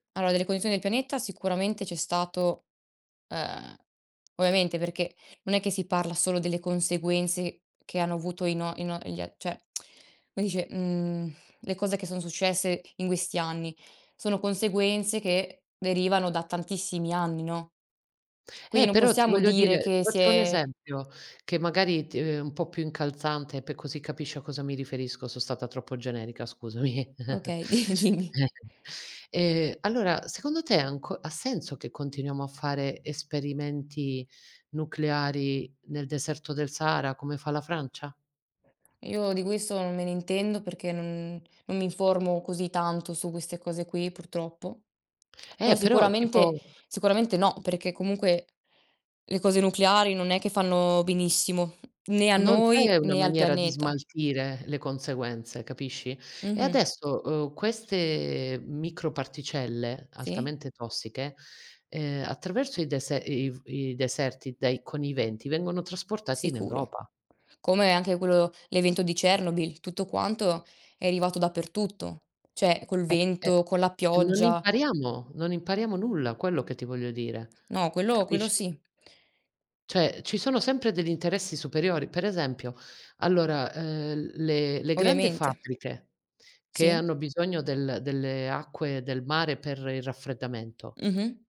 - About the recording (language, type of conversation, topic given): Italian, unstructured, Come immagini il futuro se continuiamo a danneggiare il pianeta?
- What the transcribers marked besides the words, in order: "cioè" said as "ceh"; tsk; tapping; "Quindi" said as "quini"; laughing while speaking: "di dimmi"; chuckle; other background noise; "Cioè" said as "ceh"; "Cioè" said as "ceh"